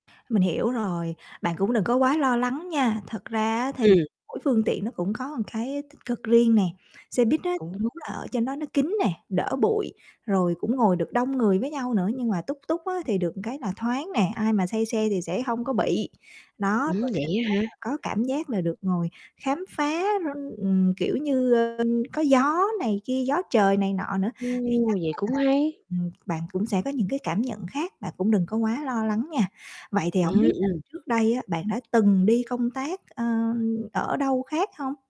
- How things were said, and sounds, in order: tapping; distorted speech; "một" said as "ưn"; in Thai: "tuk tuk"; "một" said as "ưn"; other background noise
- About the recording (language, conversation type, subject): Vietnamese, advice, Làm thế nào để giữ sức khỏe khi đi xa?